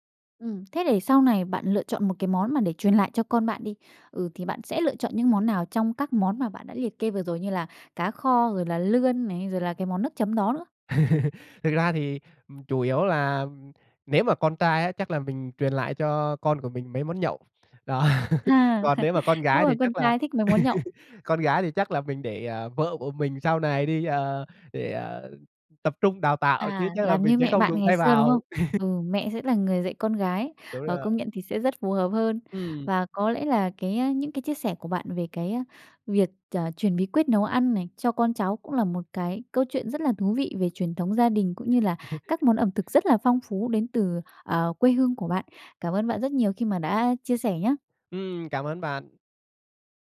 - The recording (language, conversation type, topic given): Vietnamese, podcast, Gia đình bạn truyền bí quyết nấu ăn cho con cháu như thế nào?
- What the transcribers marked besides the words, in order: tapping; laugh; laughing while speaking: "đó"; laugh; laugh; laugh